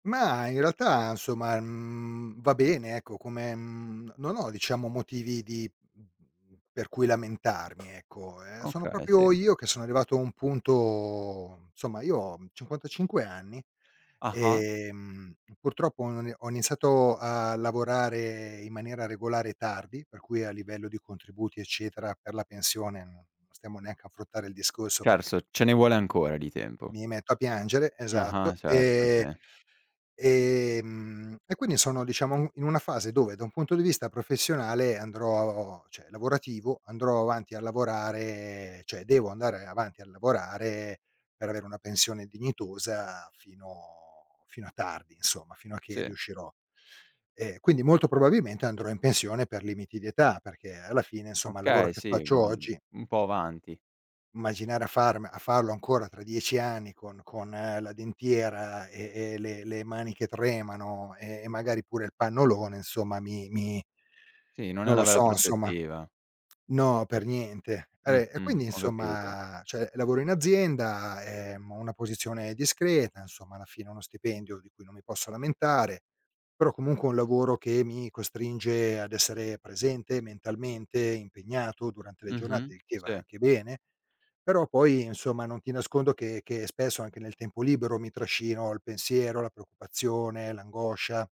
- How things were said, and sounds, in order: "insomma" said as "nsomma"; tapping; "proprio" said as "propio"; drawn out: "punto"; "insomma" said as "nsomma"; "Certo" said as "cerso"; "cioè" said as "ceh"; drawn out: "lavorare"; "cioè" said as "ceh"; drawn out: "fino"; "insomma" said as "nsomma"; "Vabbè" said as "abè"; "cioè" said as "ceh"
- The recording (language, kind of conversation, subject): Italian, advice, Perché stai pensando di cambiare carriera a metà della tua vita?